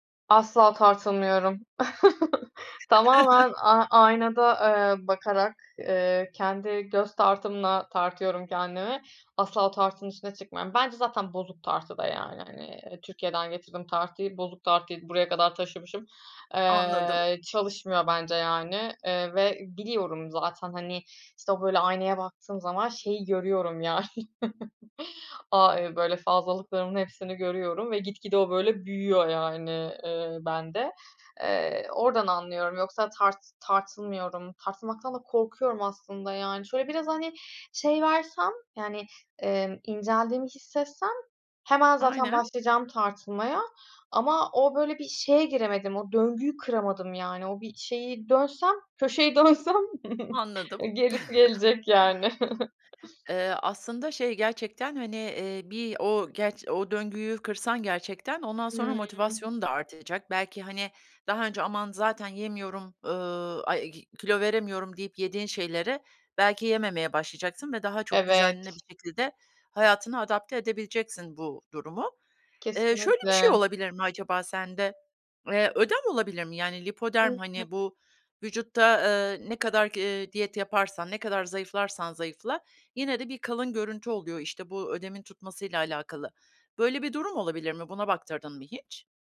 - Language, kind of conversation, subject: Turkish, advice, Kilo verme çabalarımda neden uzun süredir ilerleme göremiyorum?
- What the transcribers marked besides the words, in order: chuckle; chuckle; unintelligible speech; chuckle; unintelligible speech; in German: "lipödem"; unintelligible speech